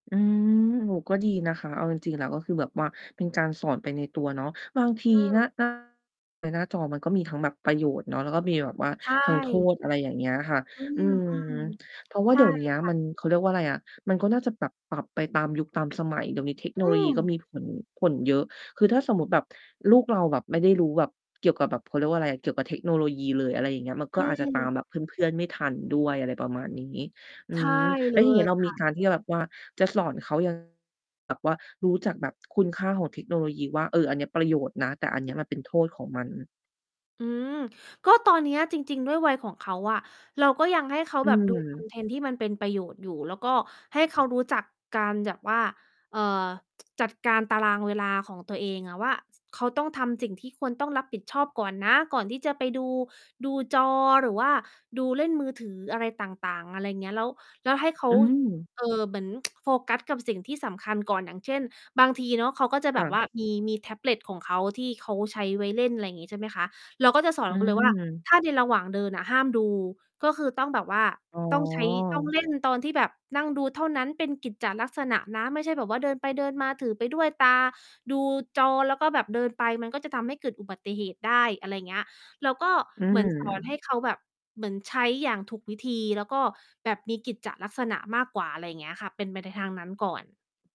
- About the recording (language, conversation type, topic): Thai, podcast, ที่บ้านคุณมีวิธีจัดการเรื่องหน้าจอและเวลาการใช้มือถือกันอย่างไรบ้าง?
- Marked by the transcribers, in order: distorted speech; other background noise; static; mechanical hum; tapping; "แบบ" said as "แยบ"; tsk; tsk